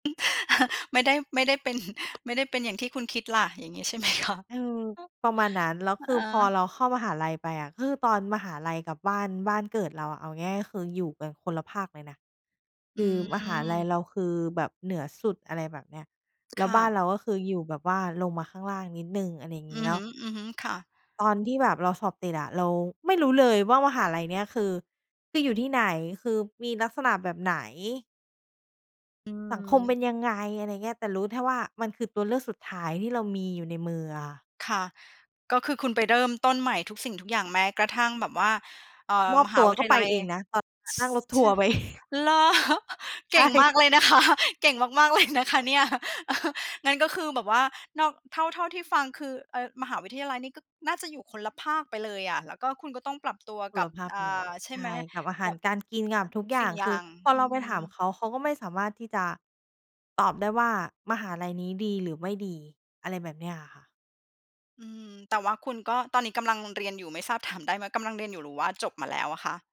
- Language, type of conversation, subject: Thai, podcast, มุมมองของพ่อแม่ส่งผลต่อการเรียนของคุณอย่างไรบ้าง?
- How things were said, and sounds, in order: laugh; chuckle; laughing while speaking: "ไหมคะ ?"; other noise; other background noise; chuckle; laughing while speaking: "คะ"; laughing while speaking: "ใช่"; laughing while speaking: "เลย"; chuckle